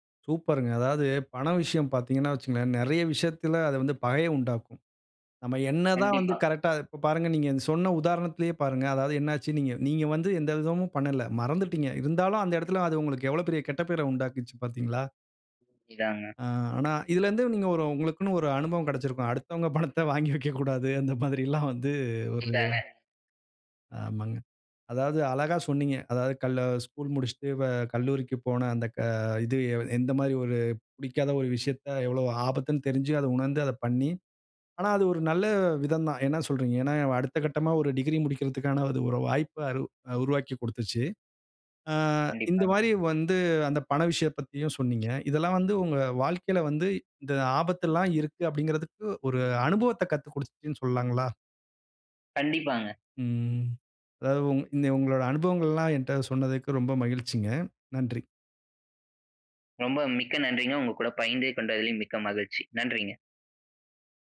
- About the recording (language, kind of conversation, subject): Tamil, podcast, ஆபத்தை எவ்வளவு ஏற்க வேண்டும் என்று நீங்கள் எப்படி தீர்மானிப்பீர்கள்?
- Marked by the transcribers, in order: laughing while speaking: "பணத்த வாங்கி வைக்கக்கூடாது, அந்த மாதிரில்லாம் வந்து ஒரு"; other background noise; in English: "டிகிரி"